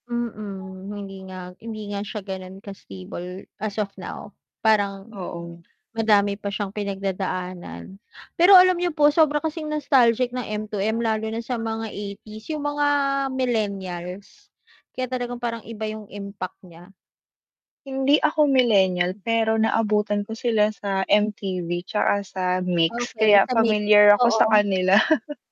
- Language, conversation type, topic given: Filipino, unstructured, Ano ang pinakatumatak na konsiyertong naranasan mo?
- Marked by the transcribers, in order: static; dog barking; chuckle